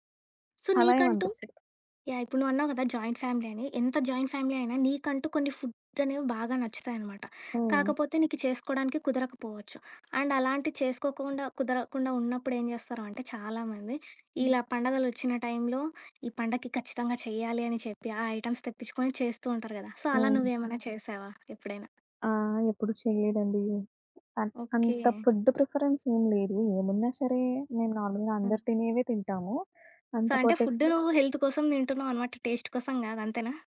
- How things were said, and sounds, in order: in English: "సో"; other background noise; in English: "జాయింట్ ఫ్యామిలీ"; in English: "జాయింట్ ఫ్యామిలీ"; in English: "ఫుడ్"; tapping; in English: "అండ్"; in English: "ఐటెమ్స్"; in English: "సో"; in English: "ఫుడ్ ప్రిఫరెన్స్"; in English: "నార్మల్‌గా"; in English: "సో"; in English: "ఫుడ్"; in English: "హెల్త్"; in English: "టేస్ట్"
- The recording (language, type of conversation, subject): Telugu, podcast, ఏ పండుగ వంటకాలు మీకు ప్రత్యేకంగా ఉంటాయి?